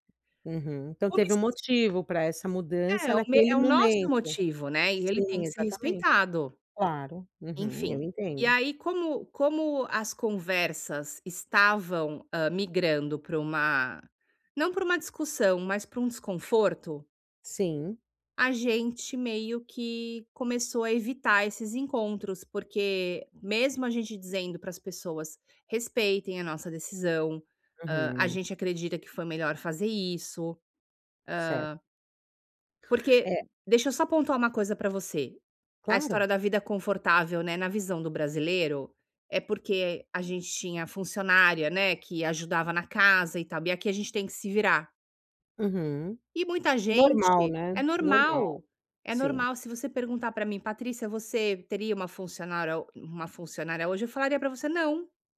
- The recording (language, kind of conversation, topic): Portuguese, advice, Como posso me reconectar com familiares e amigos que moram longe?
- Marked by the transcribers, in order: none